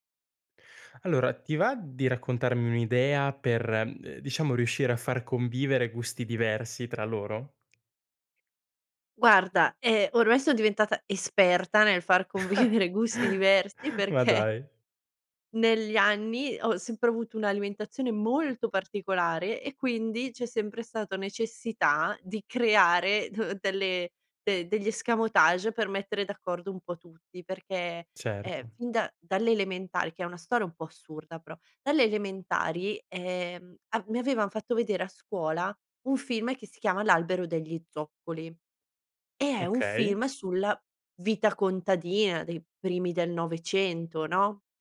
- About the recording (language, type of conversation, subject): Italian, podcast, Come posso far convivere gusti diversi a tavola senza litigare?
- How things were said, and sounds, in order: tapping; chuckle; laughing while speaking: "convivere"